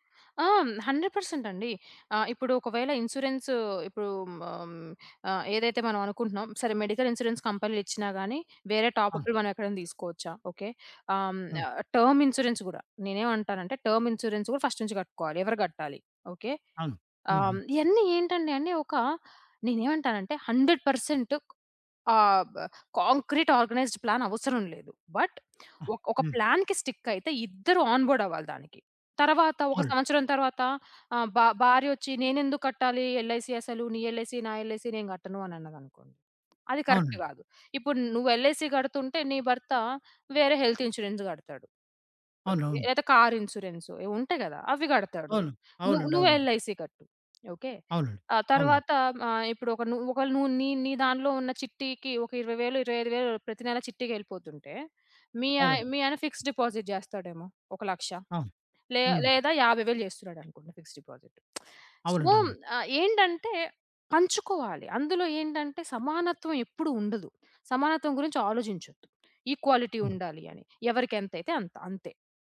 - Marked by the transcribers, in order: in English: "హండ్రెడ్ పర్సెంట్"; other background noise; in English: "మెడికల్ ఇన్‌సూరెన్స్"; in English: "టర్మ్ ఇన్‌సూరెన్స్"; in English: "టర్మ్ ఇన్‌సూరెన్స్"; in English: "ఫస్ట్"; in English: "హండ్రెడ్ పర్సెంట్"; in English: "కాంక్రీట్ ఆర్గనైజ్డ్ ప్లాన్"; in English: "బట్"; in English: "ప్లాన్‌కి"; in English: "ఆన్‌బోర్డ్"; in English: "ఎల్‌ఐసీ"; in English: "ఎల్‌ఐసీ"; in English: "ఎల్‌ఐసీ"; tapping; in English: "కరెక్ట్"; in English: "ఎల్‌ఐసీ"; in English: "హెల్త్ ఇన్‌సూరెన్స్"; in English: "ఎల్‌ఐసీ"; in English: "ఫిక్స్‌డ్ డిపాజిట్"; in English: "ఫిక్స్‌డ్ డిపాజిట్. సో"; in English: "ఈక్వాలిటీ"
- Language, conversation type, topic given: Telugu, podcast, ఆర్థిక విషయాలు జంటలో ఎలా చర్చిస్తారు?